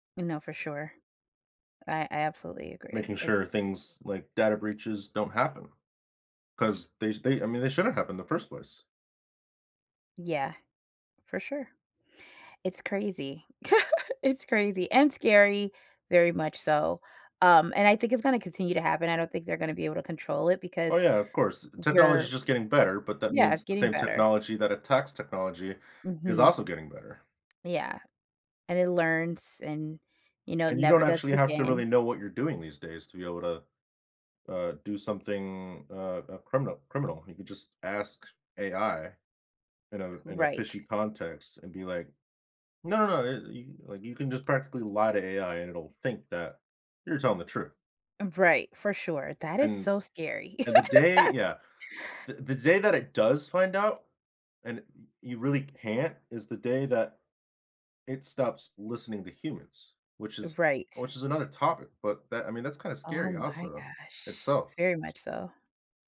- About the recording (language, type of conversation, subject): English, unstructured, What do you think about companies tracking what you do online?
- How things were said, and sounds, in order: laugh; tapping; laugh; other background noise